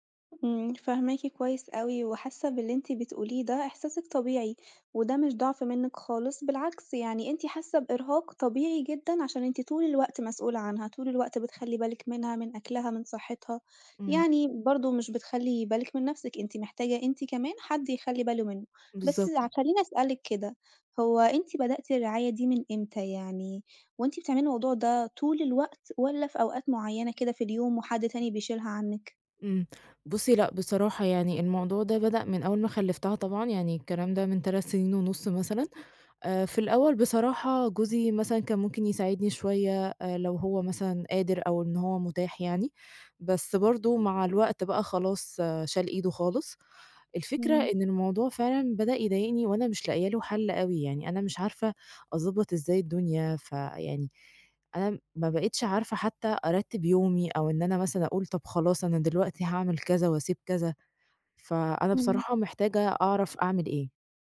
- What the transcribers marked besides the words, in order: none
- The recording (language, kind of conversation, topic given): Arabic, advice, إزاي بتتعامل/ي مع الإرهاق والاحتراق اللي بيجيلك من رعاية مريض أو طفل؟